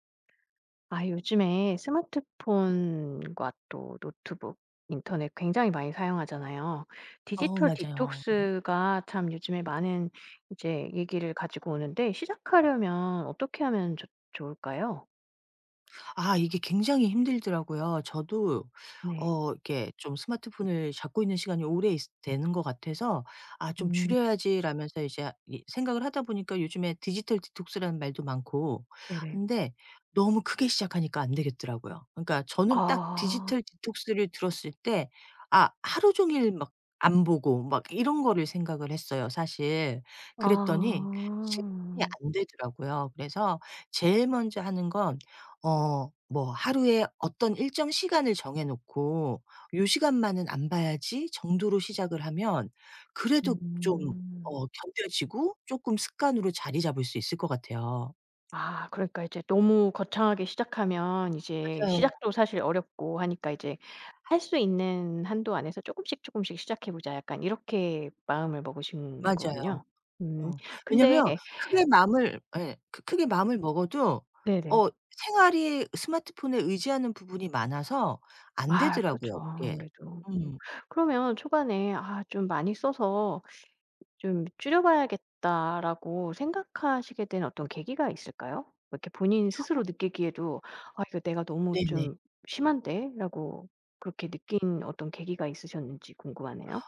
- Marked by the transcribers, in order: other background noise; tapping
- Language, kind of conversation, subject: Korean, podcast, 디지털 디톡스는 어떻게 시작하면 좋을까요?